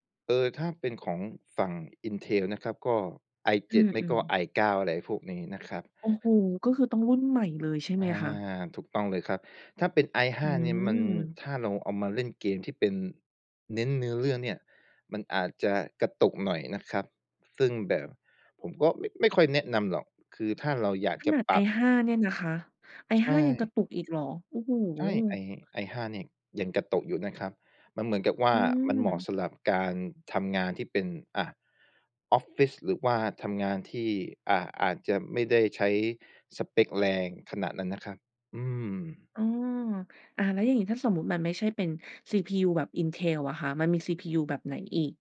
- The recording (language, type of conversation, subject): Thai, podcast, งานอดิเรกแบบไหนช่วยให้คุณผ่อนคลายที่สุด?
- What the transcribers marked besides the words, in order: other background noise